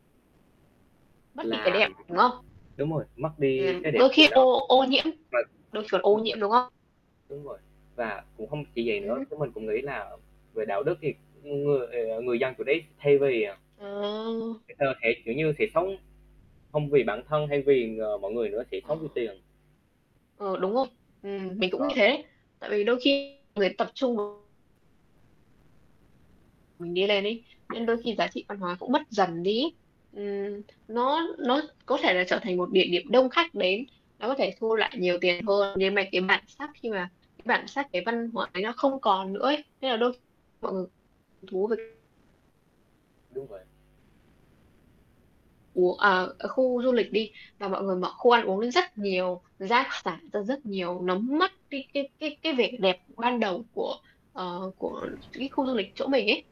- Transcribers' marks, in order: static; distorted speech; other background noise; tapping
- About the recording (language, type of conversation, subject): Vietnamese, unstructured, Bạn nghĩ gì về việc du lịch ồ ạt làm thay đổi văn hóa địa phương?